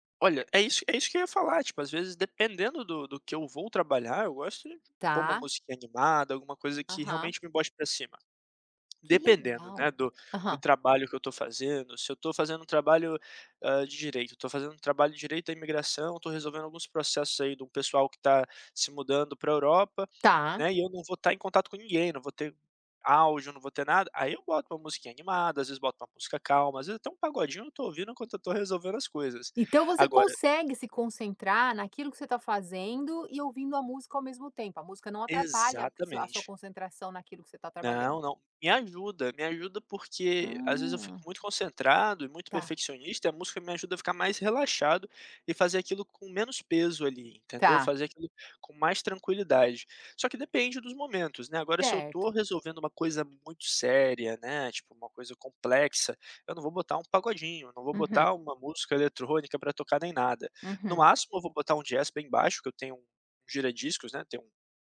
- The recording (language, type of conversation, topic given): Portuguese, podcast, Você prefere ficar em silêncio total ou ouvir música para entrar no ritmo?
- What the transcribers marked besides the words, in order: none